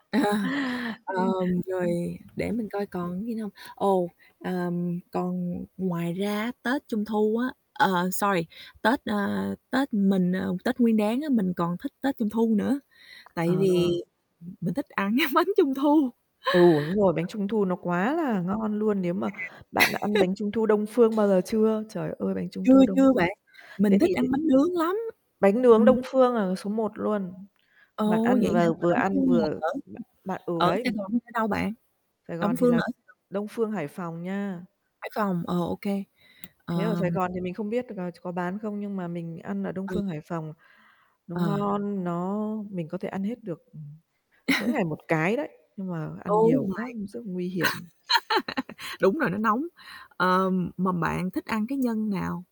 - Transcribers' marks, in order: static; laughing while speaking: "Ờ"; tapping; other background noise; in English: "sorry"; laughing while speaking: "cái bánh Trung Thu"; distorted speech; laugh; unintelligible speech; mechanical hum; chuckle; in English: "Oh my"; laugh
- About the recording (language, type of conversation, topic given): Vietnamese, unstructured, Bạn cảm nhận thế nào về các ngày lễ truyền thống trong gia đình mình?